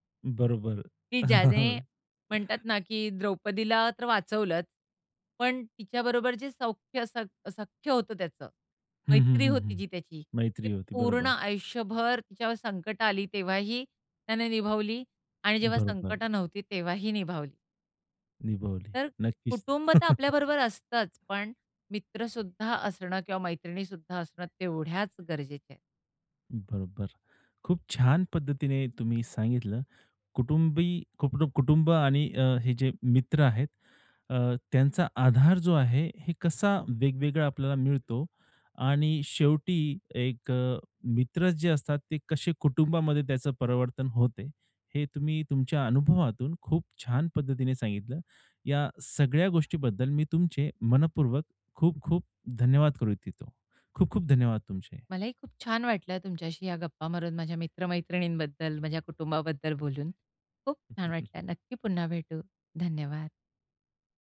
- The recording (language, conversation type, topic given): Marathi, podcast, कुटुंब आणि मित्र यांमधला आधार कसा वेगळा आहे?
- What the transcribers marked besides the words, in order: chuckle; other background noise; chuckle; tapping; chuckle